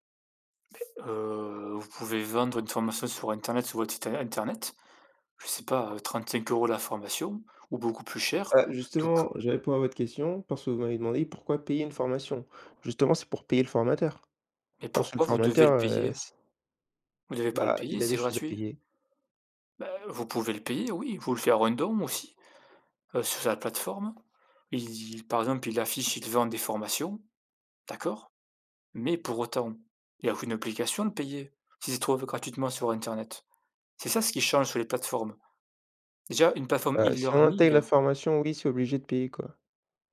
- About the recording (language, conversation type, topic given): French, unstructured, Comment les plateformes d’apprentissage en ligne transforment-elles l’éducation ?
- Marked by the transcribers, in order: other background noise